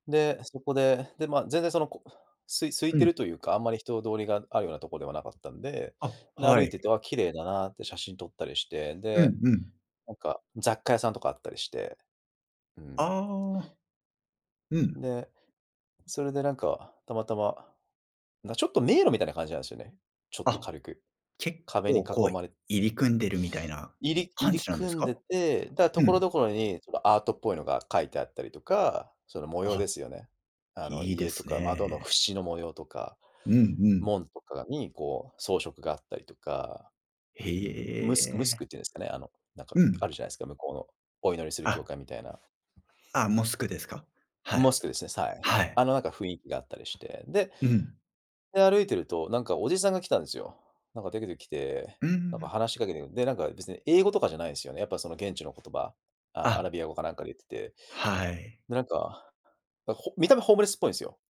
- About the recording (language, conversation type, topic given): Japanese, podcast, 海外で出会った人の中で、いちばん印象に残っているのは誰ですか？
- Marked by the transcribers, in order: other noise